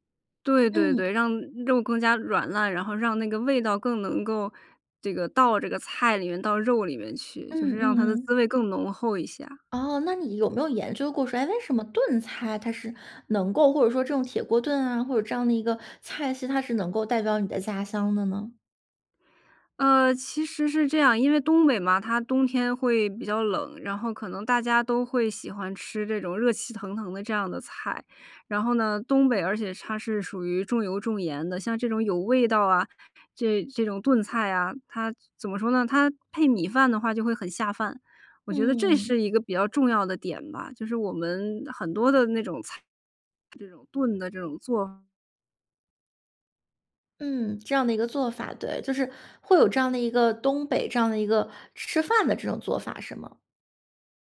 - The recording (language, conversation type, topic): Chinese, podcast, 哪道菜最能代表你家乡的味道？
- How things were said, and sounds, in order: other noise